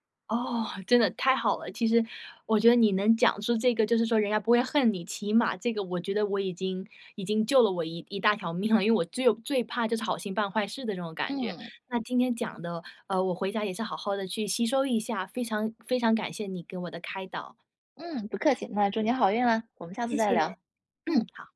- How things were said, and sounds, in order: laughing while speaking: "了"
- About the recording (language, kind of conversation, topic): Chinese, advice, 如何在社交场合应对尴尬局面
- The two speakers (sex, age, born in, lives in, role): female, 30-34, China, United States, user; female, 35-39, China, United States, advisor